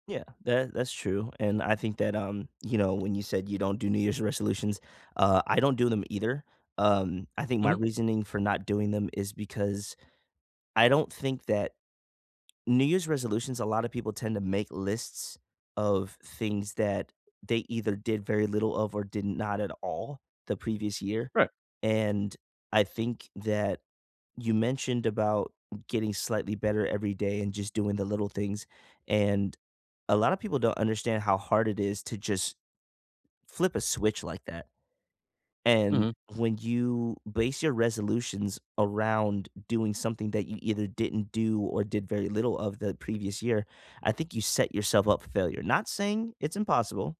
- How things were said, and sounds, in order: tapping; other background noise
- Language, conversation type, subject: English, unstructured, What small step can you take today toward your goal?